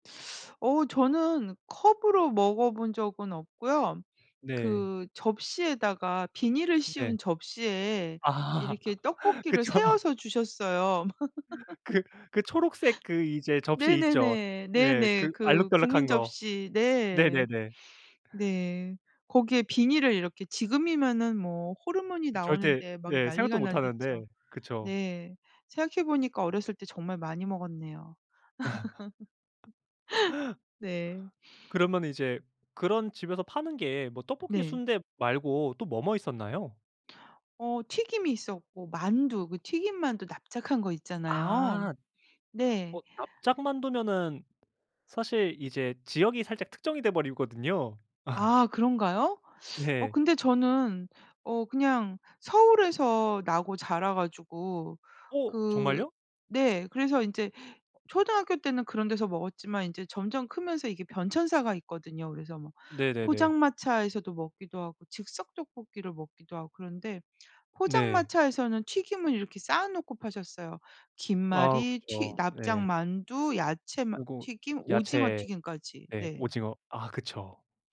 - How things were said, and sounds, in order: laughing while speaking: "아 그쵸"; laugh; laugh; laugh; laugh; laugh; teeth sucking
- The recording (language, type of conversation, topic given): Korean, podcast, 가장 좋아하는 길거리 음식은 무엇인가요?